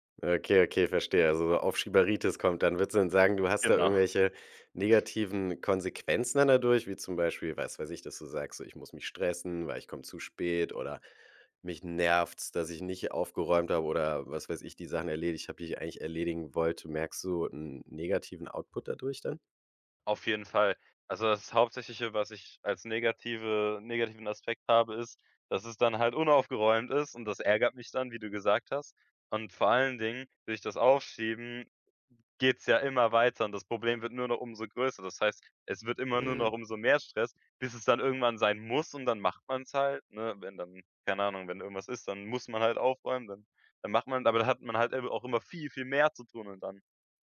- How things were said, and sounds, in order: laughing while speaking: "Genau"; in English: "Output"; stressed: "muss"
- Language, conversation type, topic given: German, podcast, Wie vermeidest du, dass Social Media deinen Alltag bestimmt?